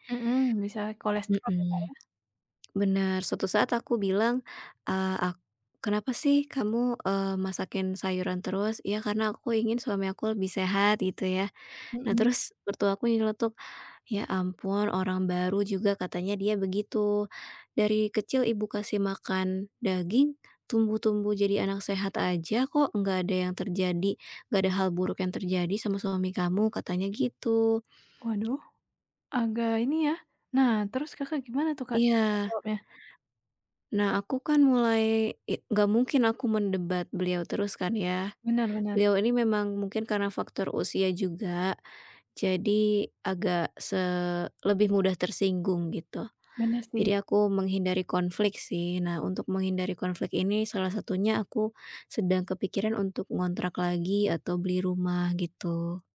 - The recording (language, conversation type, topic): Indonesian, advice, Haruskah saya membeli rumah pertama atau terus menyewa?
- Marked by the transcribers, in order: other background noise; tapping